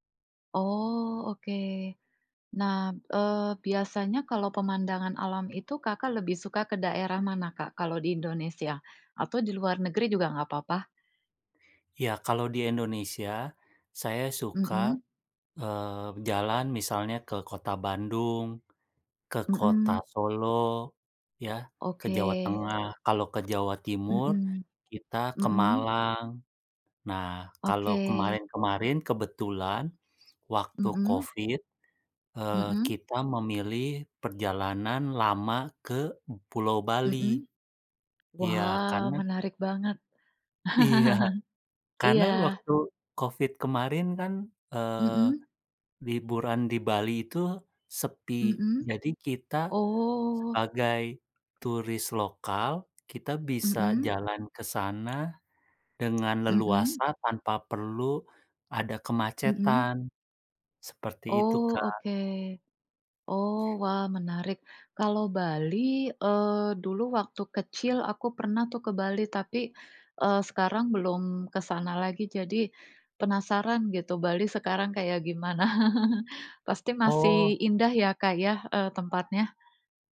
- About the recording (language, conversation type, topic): Indonesian, unstructured, Apa destinasi liburan favoritmu, dan mengapa kamu menyukainya?
- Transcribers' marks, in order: laughing while speaking: "Iya"; chuckle; chuckle; other noise